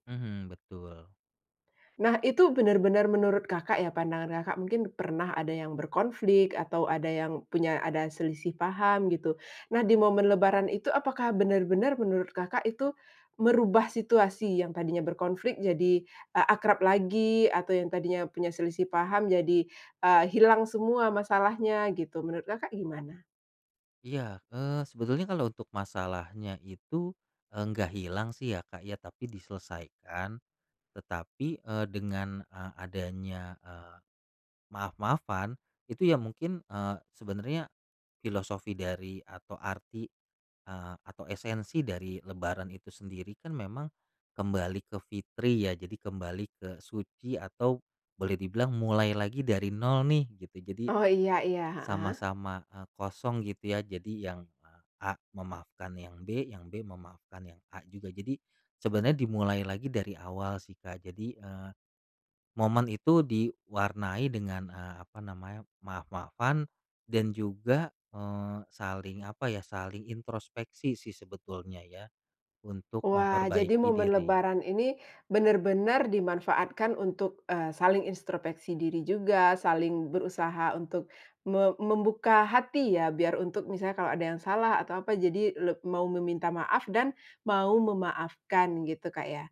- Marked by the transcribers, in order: "introspeksi" said as "instropeksi"
- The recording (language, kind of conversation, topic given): Indonesian, podcast, Bagaimana tradisi minta maaf saat Lebaran membantu rekonsiliasi keluarga?